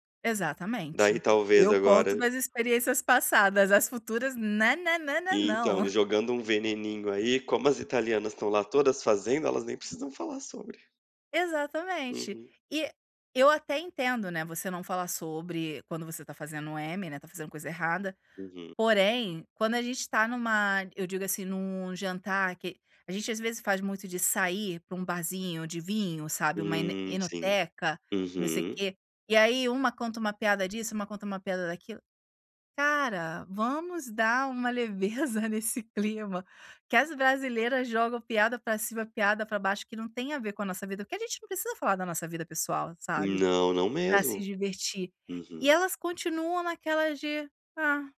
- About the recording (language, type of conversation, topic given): Portuguese, advice, Como posso lidar com a sensação de viver duas versões de mim com pessoas diferentes?
- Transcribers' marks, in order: other background noise; chuckle; tapping; laughing while speaking: "leveza nesse clima"